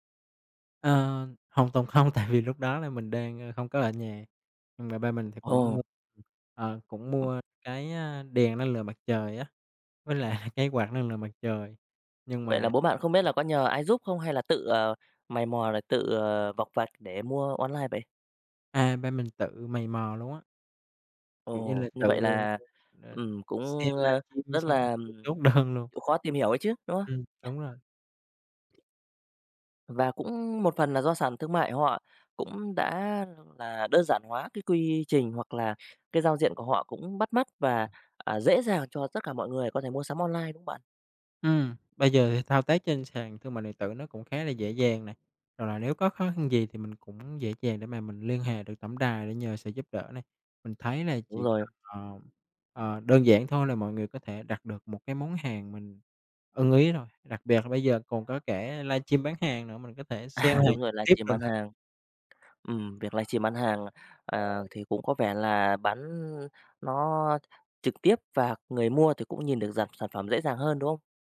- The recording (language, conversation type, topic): Vietnamese, podcast, Bạn có thể chia sẻ một trải nghiệm mua sắm trực tuyến đáng nhớ của mình không?
- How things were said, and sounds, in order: laughing while speaking: "tại vì"; other background noise; tapping; laughing while speaking: "lại"; laughing while speaking: "đơn"; cough; laughing while speaking: "À"